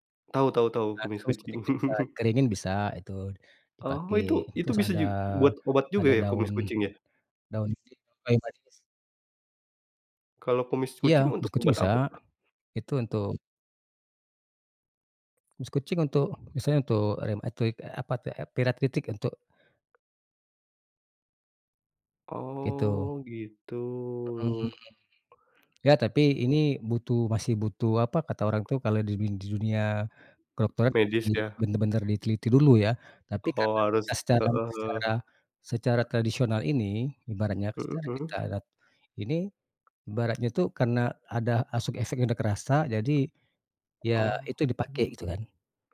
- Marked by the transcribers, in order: chuckle; unintelligible speech; unintelligible speech; other background noise; unintelligible speech; unintelligible speech
- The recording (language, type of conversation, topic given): Indonesian, podcast, Apa momen paling berkesan saat kamu menjalani hobi?